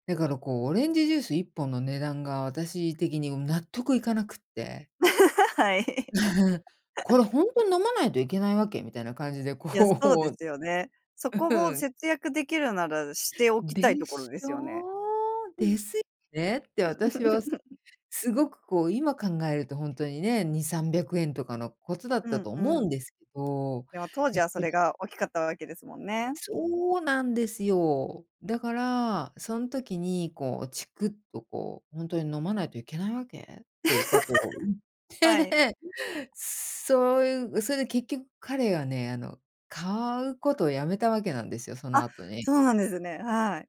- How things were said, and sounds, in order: laugh; giggle; laugh
- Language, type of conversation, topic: Japanese, podcast, 大切な人と価値観が違うとき、どう向き合えばいいですか？